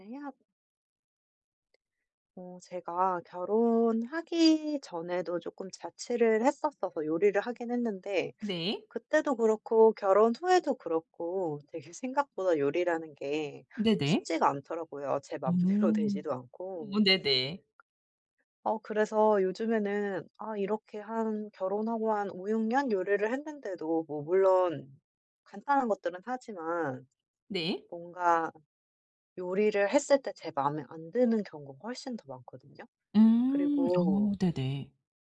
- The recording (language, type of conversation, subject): Korean, advice, 요리에 자신감을 키우려면 어떤 작은 습관부터 시작하면 좋을까요?
- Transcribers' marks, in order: tapping; laughing while speaking: "맘대로"